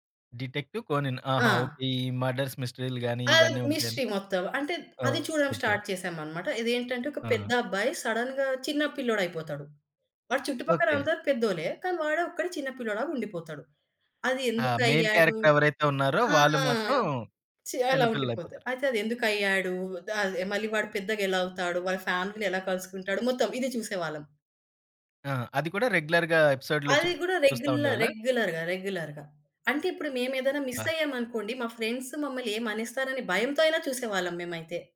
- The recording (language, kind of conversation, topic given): Telugu, podcast, చిన్నప్పుడు పాత కార్టూన్లు చూడటం మీకు ఎలాంటి జ్ఞాపకాలను గుర్తు చేస్తుంది?
- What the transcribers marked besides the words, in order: in English: "మర్డర్స్"; in English: "మిస్టరీ"; in English: "స్టార్ట్"; in English: "సడెన్‌గా"; in English: "మెయిన్ క్యారెక్టర్"; in English: "ఫ్యామిలీని"; in English: "రెగ్యులర్‌గా"; other background noise; in English: "రెగ్యులర్ రెగ్యులర్‌గా, రెగ్యులర్‌గా"; in English: "మిస్"; in English: "ఫ్రెండ్స్"